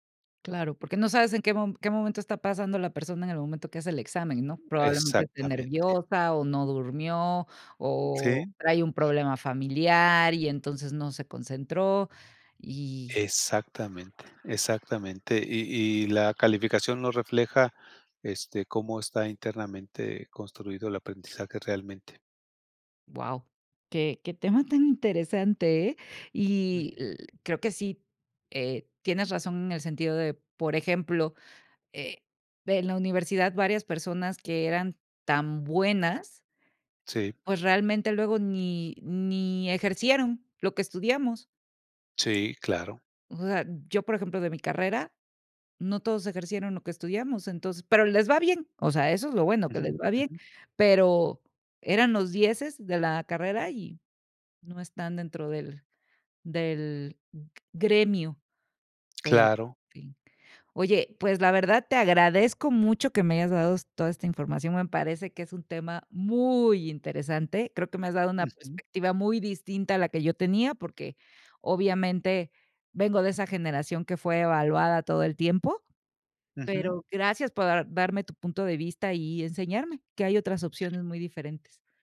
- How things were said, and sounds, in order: other background noise; other noise; laughing while speaking: "qué tema tan interesante, eh"
- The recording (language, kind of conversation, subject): Spanish, podcast, ¿Qué mito sobre la educación dejaste atrás y cómo sucedió?